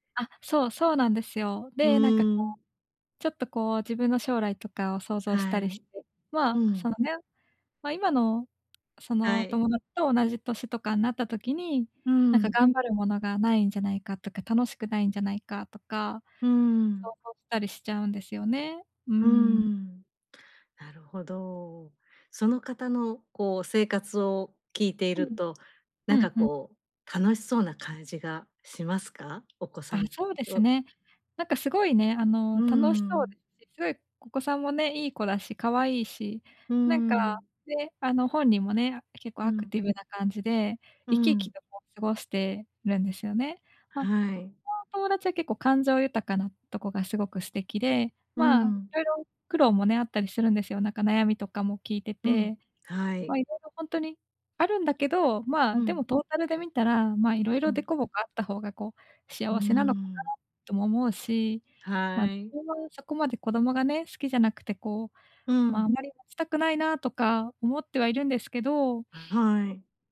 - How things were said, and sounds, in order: tapping; unintelligible speech; sniff
- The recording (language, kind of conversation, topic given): Japanese, advice, 他人と比べて落ち込んでしまうとき、どうすれば自信を持てるようになりますか？